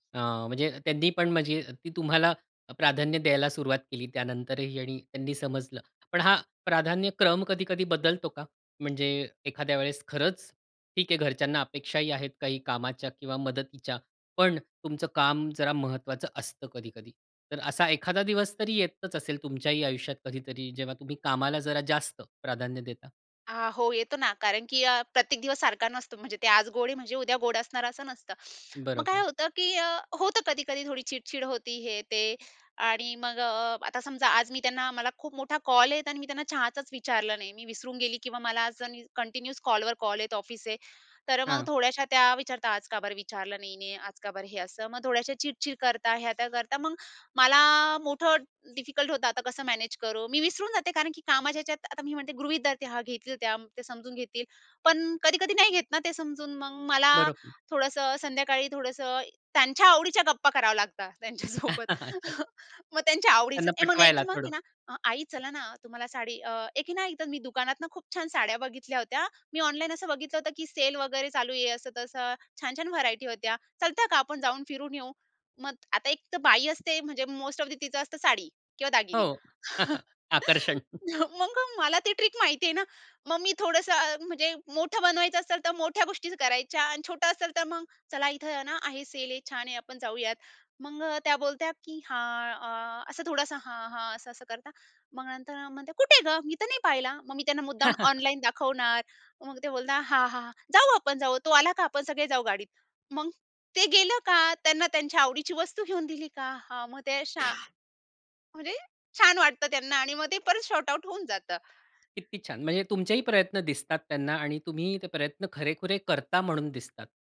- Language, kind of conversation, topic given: Marathi, podcast, काम आणि घरातील ताळमेळ कसा राखता?
- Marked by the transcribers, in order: in English: "कंटिन्यूस"; in English: "डिफिकल्ट"; laugh; laughing while speaking: "लागतात त्यांच्यासोबत. मग त्यांच्या आवडीचं"; laughing while speaking: "हो. आकर्षण"; chuckle; in English: "मोस्ट ऑफ दि"; other background noise; laugh; laughing while speaking: "मग मला ती ट्रिक माहिती आहे ना"; laugh; cough; in English: "सॉर्टआउट"